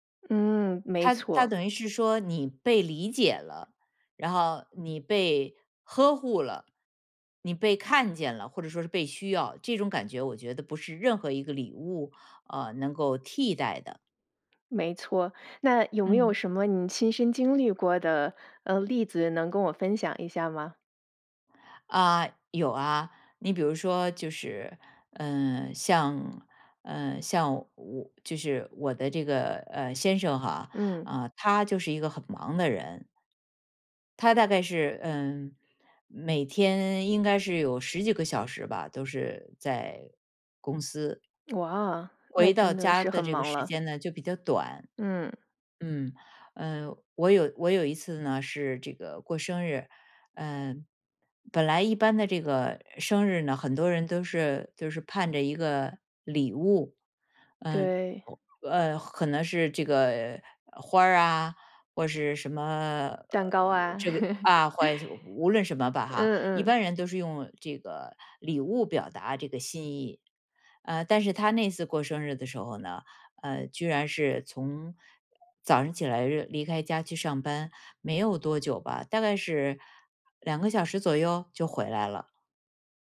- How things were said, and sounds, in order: tapping; laugh
- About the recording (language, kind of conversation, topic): Chinese, podcast, 你觉得陪伴比礼物更重要吗？